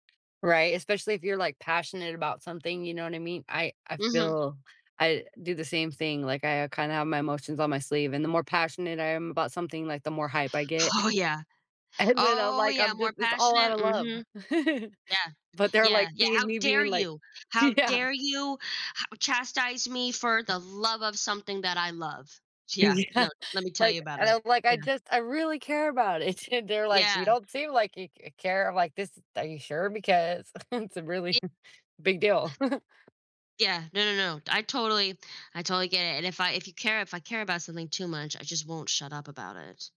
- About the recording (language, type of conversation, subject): English, unstructured, How can you persuade someone without making them feel attacked?
- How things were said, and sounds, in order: other background noise; chuckle; stressed: "dare"; laughing while speaking: "yeah"; laughing while speaking: "Yeah"; chuckle